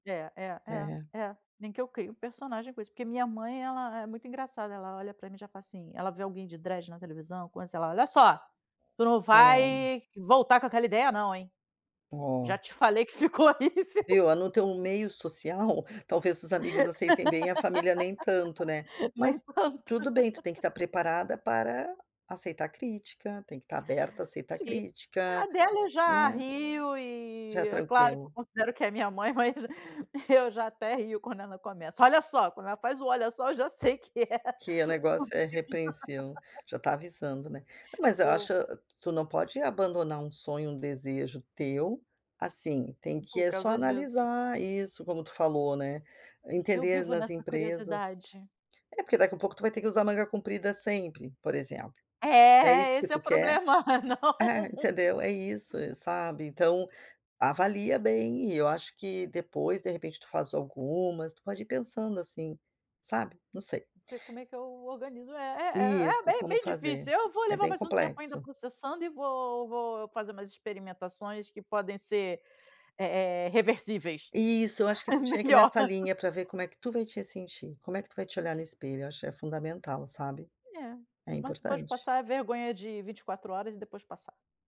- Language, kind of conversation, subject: Portuguese, advice, Como posso mudar meu visual ou estilo sem temer a reação social?
- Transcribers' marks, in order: tapping; in English: "dread"; laughing while speaking: "ficou horrível"; laugh; laughing while speaking: "Nem tanto"; other background noise; chuckle; laughing while speaking: "sei que é comigo"; "repreensão" said as "repreencião"; laughing while speaking: "é não"; laughing while speaking: "É melhor"